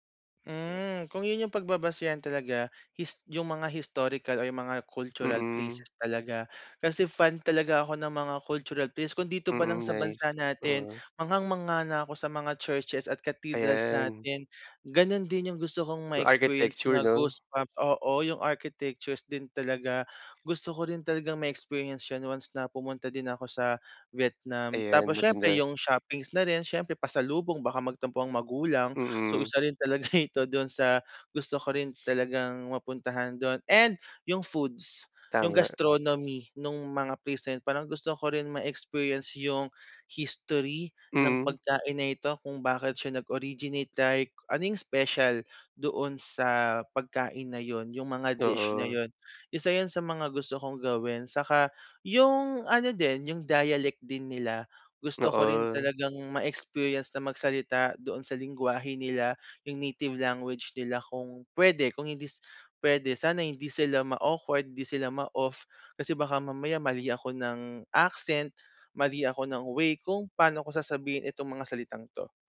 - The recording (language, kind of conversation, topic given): Filipino, advice, Paano ko malalampasan ang kaba kapag naglilibot ako sa isang bagong lugar?
- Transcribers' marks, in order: in English: "goosebump"; laughing while speaking: "ito"; in English: "gastronomy"; in English: "originate"